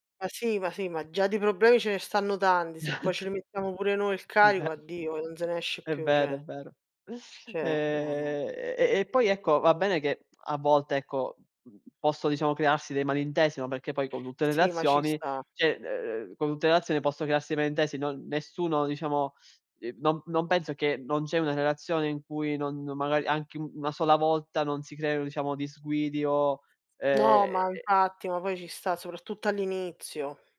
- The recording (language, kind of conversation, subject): Italian, unstructured, Come definiresti una relazione felice?
- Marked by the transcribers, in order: chuckle; laughing while speaking: "vero"; other background noise; chuckle; drawn out: "Ehm"; "cioè" said as "ceh"; "Cioè" said as "ceh"; "tutte" said as "utte"; "cioè" said as "ceh"; "tutte" said as "ute"; tapping